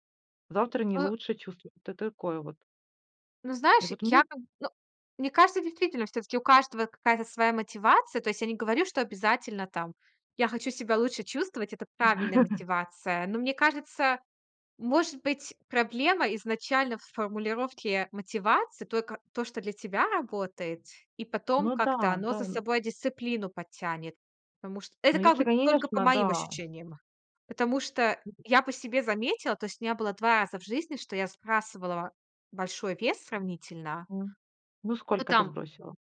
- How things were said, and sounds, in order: tapping; chuckle; other background noise
- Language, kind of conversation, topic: Russian, podcast, Что для тебя важнее — дисциплина или мотивация?